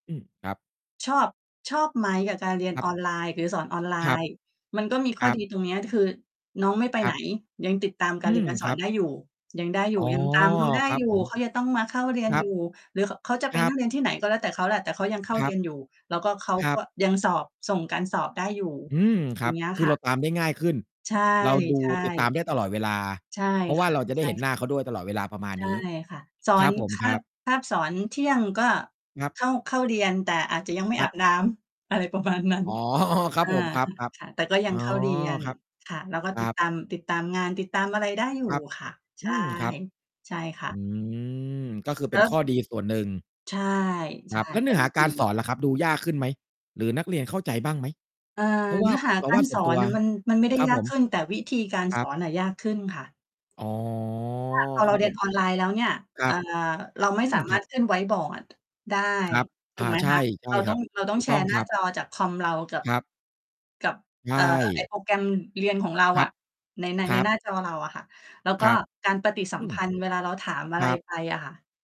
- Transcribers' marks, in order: other background noise; background speech; mechanical hum; distorted speech; laughing while speaking: "ประมาณนั้น"; chuckle; drawn out: "อ๋อ"; tapping
- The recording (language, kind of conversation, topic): Thai, unstructured, คุณคิดว่าการเรียนออนไลน์มีข้อดีและข้อเสียอย่างไรบ้าง?